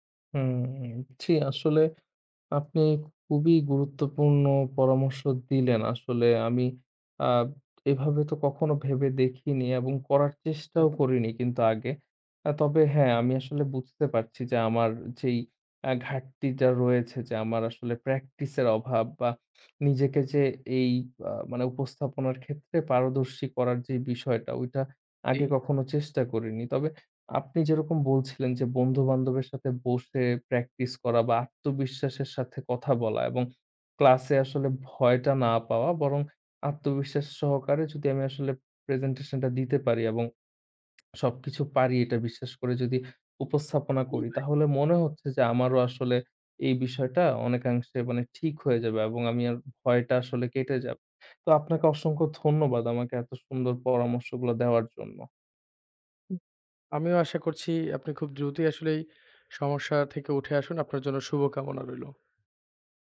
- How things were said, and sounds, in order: drawn out: "হুম"; other background noise
- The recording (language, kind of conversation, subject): Bengali, advice, উপস্থাপনার আগে অতিরিক্ত উদ্বেগ